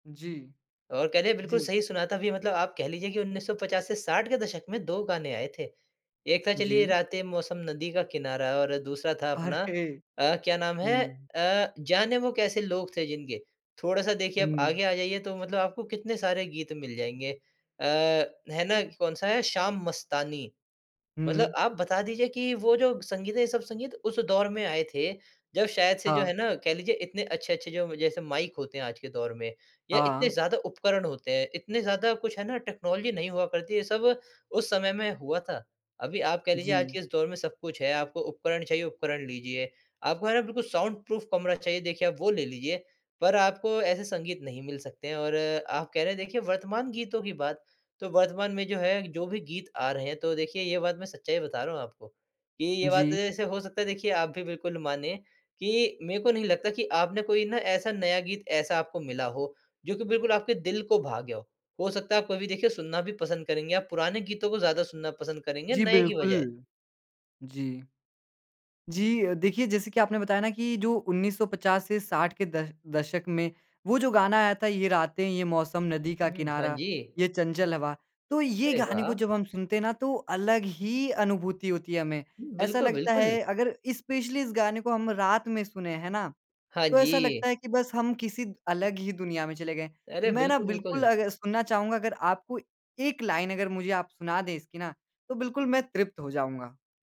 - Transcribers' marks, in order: laughing while speaking: "अरे!"; in English: "टेक्नोलॉज़ि"; in English: "साउंड-प्रूफ़"; in English: "स्पेशली"; in English: "लाइन"
- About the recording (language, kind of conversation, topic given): Hindi, podcast, आपका सबसे पसंदीदा गाना कौन सा है?